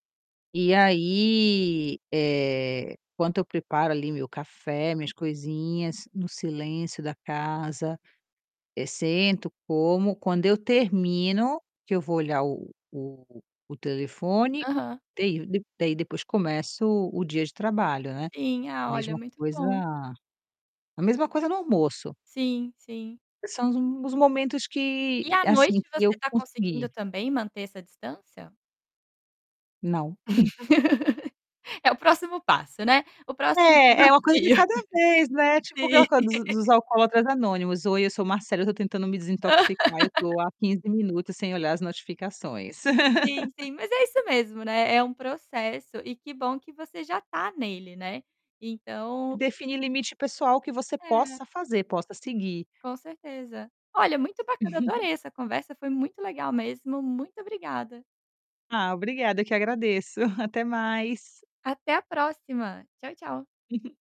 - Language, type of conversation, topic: Portuguese, podcast, Você já tentou fazer um detox digital? Como foi?
- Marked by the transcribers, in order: static; unintelligible speech; laugh; chuckle; distorted speech; chuckle; laugh; laugh; laugh; chuckle; chuckle; tapping; chuckle